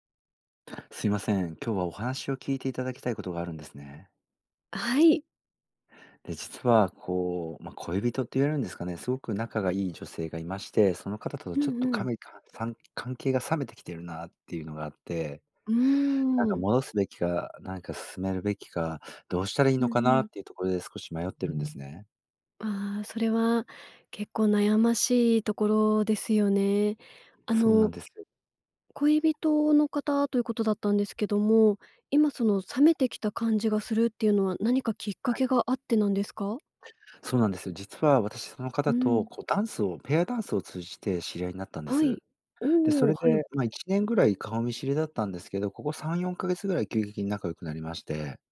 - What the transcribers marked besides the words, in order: none
- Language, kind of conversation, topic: Japanese, advice, 冷めた関係をどう戻すか悩んでいる